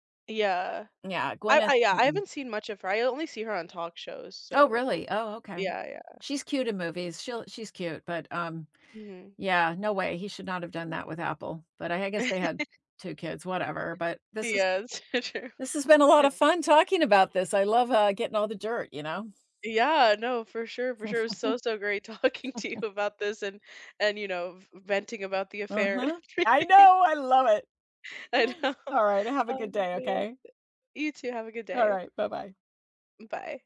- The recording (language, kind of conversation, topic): English, unstructured, Which concerts or live performances left you speechless, and what made those moments unforgettable to you?
- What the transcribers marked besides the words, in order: chuckle; other background noise; laughing while speaking: "true"; chuckle; chuckle; laughing while speaking: "talking to you"; laughing while speaking: "and everything"; laughing while speaking: "I know"